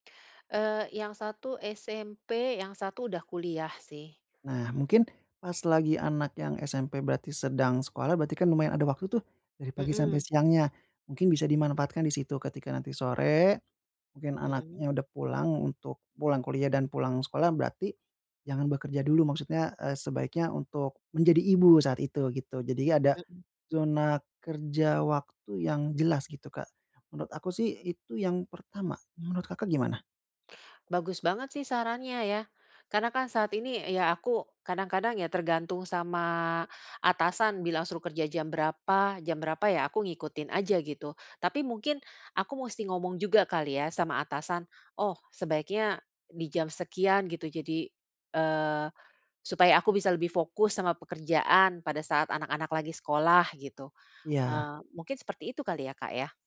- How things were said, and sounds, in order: none
- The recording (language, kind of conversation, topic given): Indonesian, advice, Bagaimana pengalaman Anda bekerja dari rumah penuh waktu sebagai pengganti bekerja di kantor?